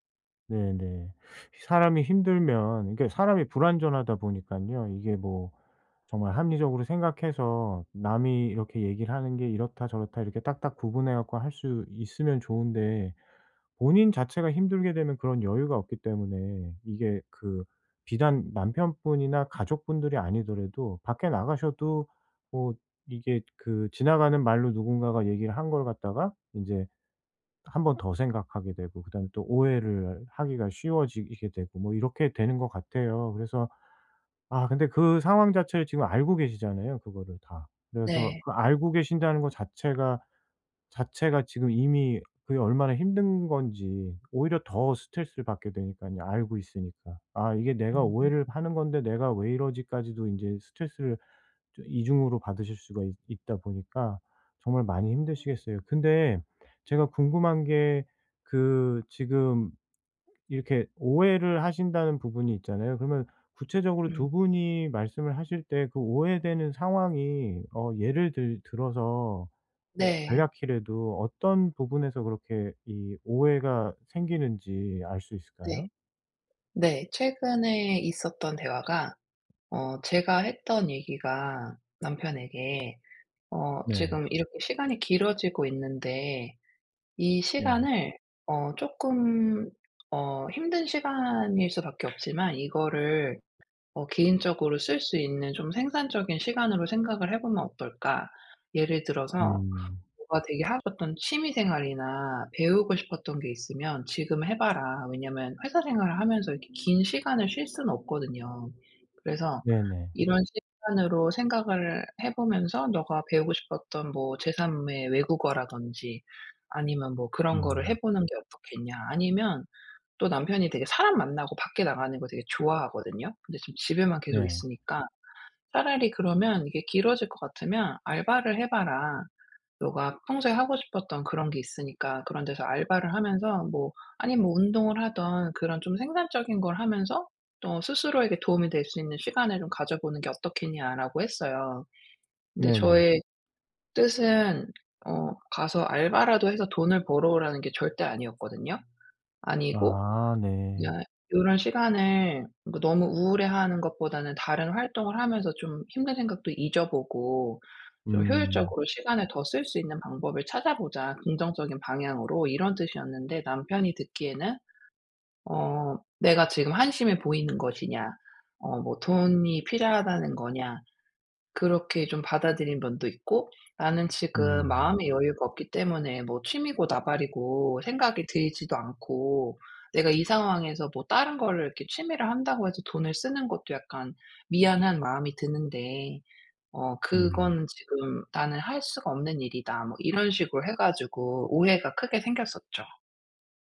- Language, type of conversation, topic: Korean, advice, 힘든 파트너와 더 잘 소통하려면 어떻게 해야 하나요?
- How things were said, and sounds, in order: tapping; other background noise